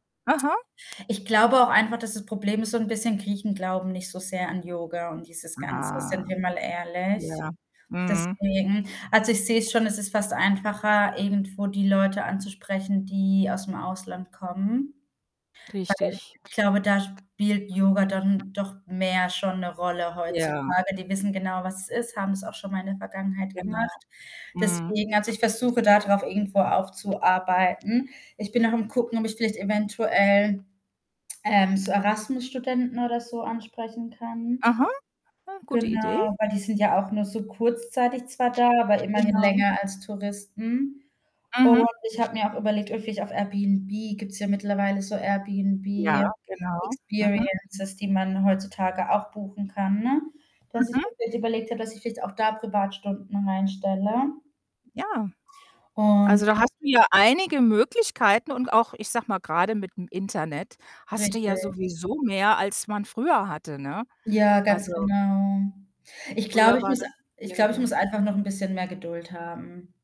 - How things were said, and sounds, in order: other background noise; distorted speech; tsk; other noise; tapping; in English: "Experiences"
- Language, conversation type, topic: German, advice, Wie gehst du mit deiner Frustration über ausbleibende Kunden und langsames Wachstum um?